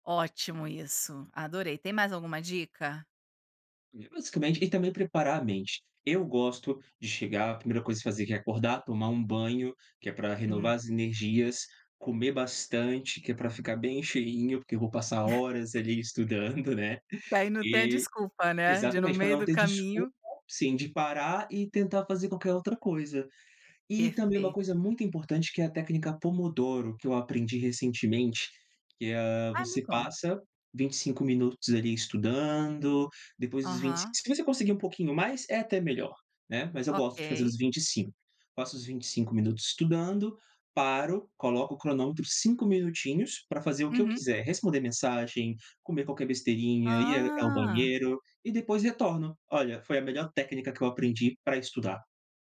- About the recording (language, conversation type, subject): Portuguese, podcast, Como você lida com a procrastinação nos estudos?
- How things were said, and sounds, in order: chuckle